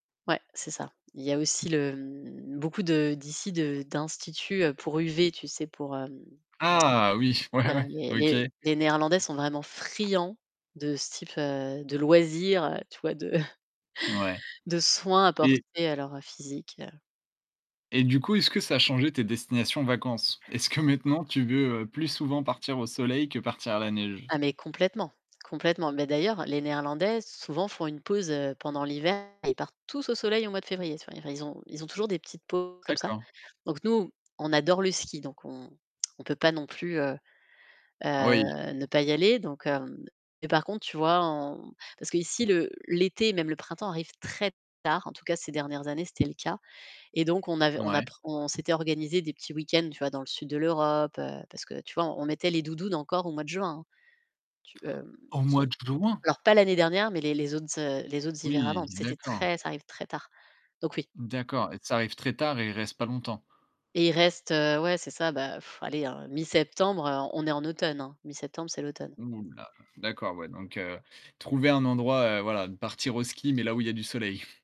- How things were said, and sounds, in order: drawn out: "Ah !"; tsk; laughing while speaking: "ouais ouais"; tapping; stressed: "friands"; stressed: "loisirs"; chuckle; laughing while speaking: "Est-ce que"; other background noise; distorted speech; stressed: "très"; stressed: "juin"; blowing; chuckle
- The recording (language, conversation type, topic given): French, podcast, Qu’est-ce que la lumière change pour toi à la maison ?